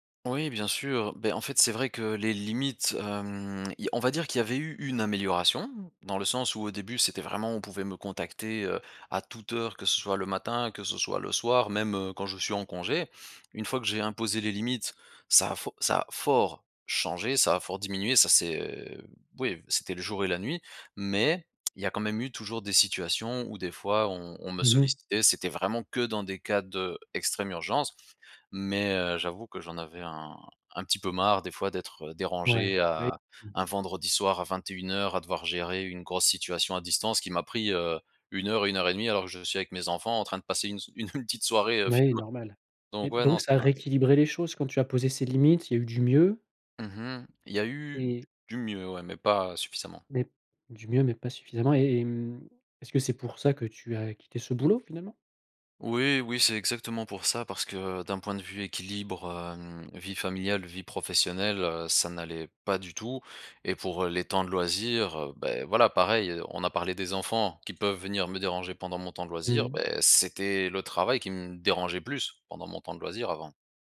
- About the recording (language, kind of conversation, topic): French, podcast, Comment trouves-tu l’équilibre entre le travail et les loisirs ?
- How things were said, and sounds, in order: drawn out: "hem"; drawn out: "c'est"